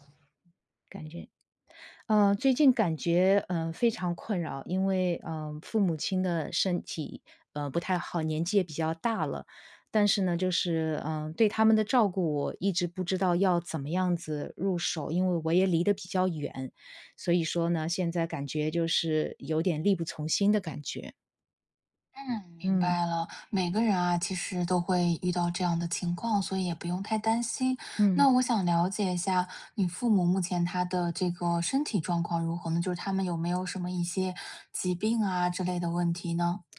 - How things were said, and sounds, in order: other background noise; tapping; "身体" said as "身起"
- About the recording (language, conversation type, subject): Chinese, advice, 父母年老需要更多照顾与安排